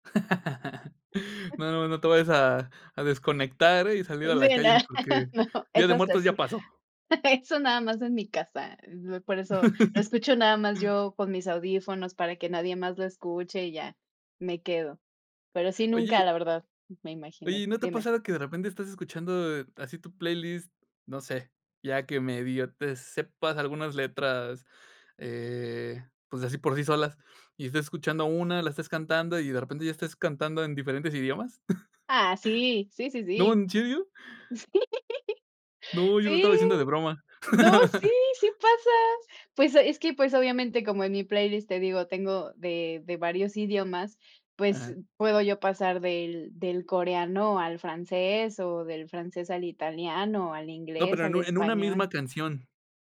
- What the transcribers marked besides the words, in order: laugh; other background noise; chuckle; laugh; chuckle; laughing while speaking: "Sí"; laugh
- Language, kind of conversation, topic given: Spanish, podcast, ¿Qué papel juega el idioma de las canciones en las listas que sueles escuchar?